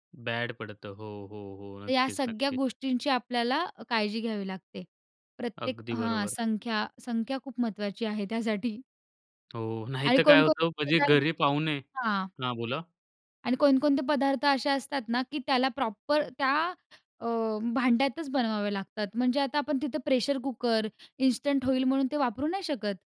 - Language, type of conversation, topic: Marathi, podcast, सणासाठी मेन्यू कसा ठरवता, काही नियम आहेत का?
- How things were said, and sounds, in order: in English: "बॅड"; laughing while speaking: "त्यासाठी"; laughing while speaking: "नाही तर काय होतं, म्हणजे"; in English: "प्रॉपर"; in English: "प्रेशर कुकर, इन्स्टंट"